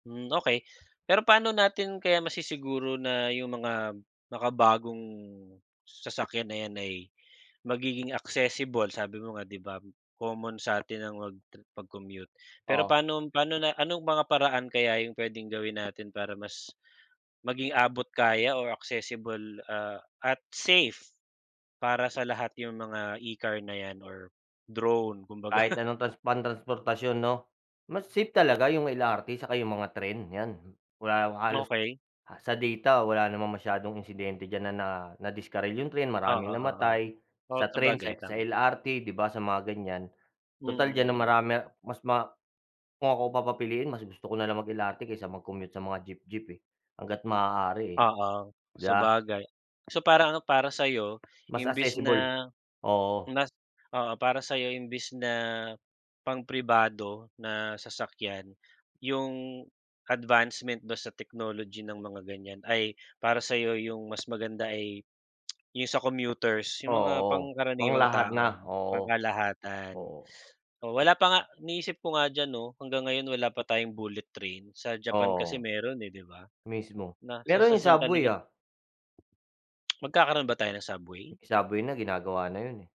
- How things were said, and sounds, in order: laughing while speaking: "kumbaga?"; tapping
- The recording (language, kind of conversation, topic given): Filipino, unstructured, Ano ang kinagigiliwan mo tungkol sa susunod na henerasyon ng transportasyon?